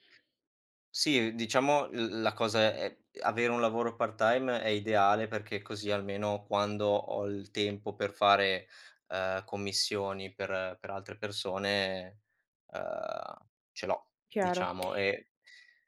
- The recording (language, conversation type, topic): Italian, podcast, Come organizzi il tuo tempo per dedicarti ai tuoi progetti personali?
- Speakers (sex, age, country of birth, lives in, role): female, 30-34, Italy, Italy, host; male, 25-29, Italy, Italy, guest
- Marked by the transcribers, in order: other background noise